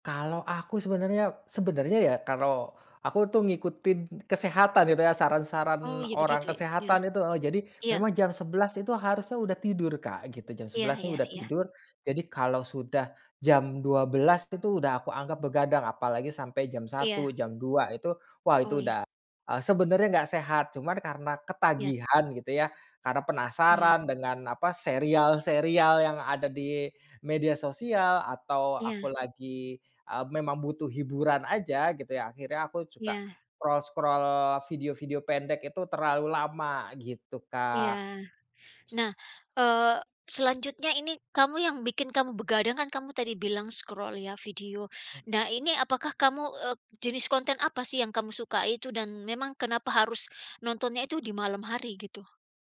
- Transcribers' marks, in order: in English: "scroll-scroll"; other background noise; in English: "scroll"
- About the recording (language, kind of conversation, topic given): Indonesian, advice, Bagaimana kebiasaan begadang sambil menonton layar dapat merusak waktu tidur saya?